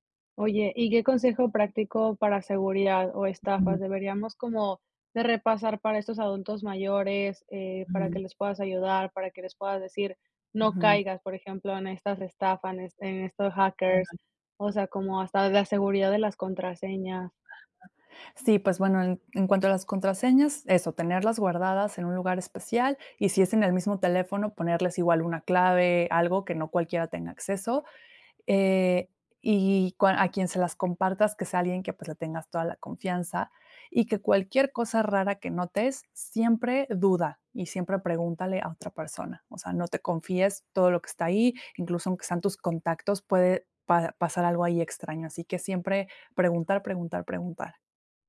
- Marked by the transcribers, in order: none
- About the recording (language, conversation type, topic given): Spanish, podcast, ¿Cómo enseñar a los mayores a usar tecnología básica?